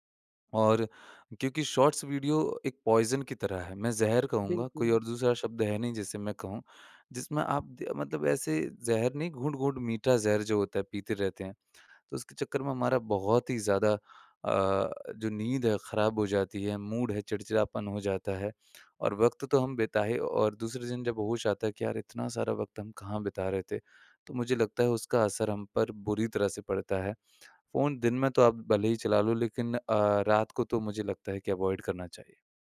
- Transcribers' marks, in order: in English: "शॉर्ट्स"; in English: "पॉइज़न"; in English: "मूड"; in English: "अवॉइड"
- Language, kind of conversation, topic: Hindi, podcast, रात में फोन इस्तेमाल करने से आपकी नींद और मूड पर क्या असर पड़ता है?